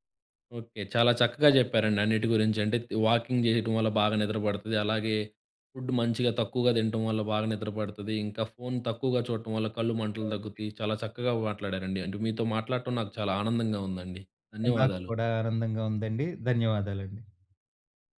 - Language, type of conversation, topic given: Telugu, podcast, నిద్రకు ముందు స్క్రీన్ వాడకాన్ని తగ్గించడానికి మీ సూచనలు ఏమిటి?
- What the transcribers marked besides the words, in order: in English: "వాకింగ్"; in English: "ఫుడ్డ్"; background speech